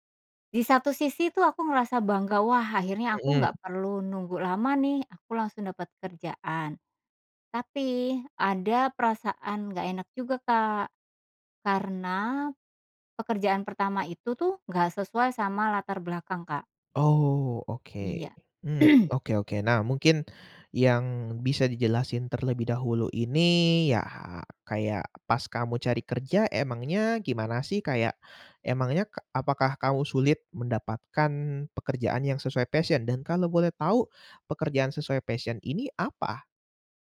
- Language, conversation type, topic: Indonesian, podcast, Bagaimana rasanya mendapatkan pekerjaan pertama Anda?
- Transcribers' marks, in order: throat clearing; in English: "passion?"; in English: "passion"